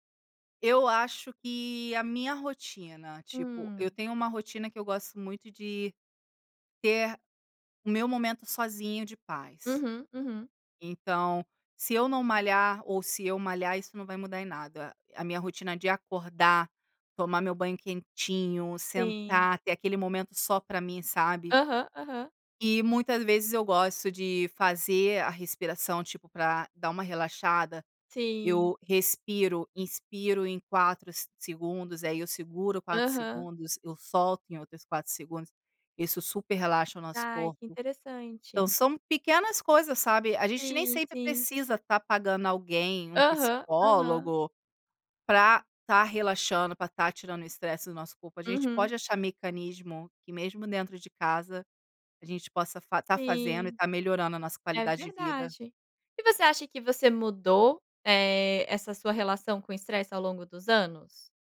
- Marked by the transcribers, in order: none
- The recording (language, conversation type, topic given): Portuguese, podcast, Qual é uma prática simples que ajuda você a reduzir o estresse?